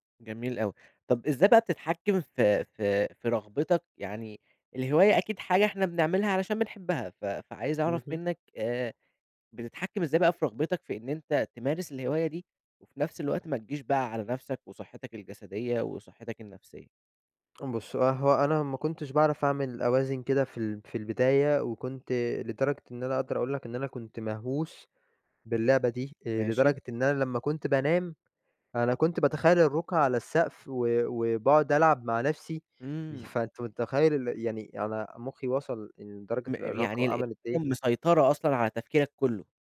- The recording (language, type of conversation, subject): Arabic, podcast, هل الهواية بتأثر على صحتك الجسدية أو النفسية؟
- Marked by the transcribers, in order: tapping; other background noise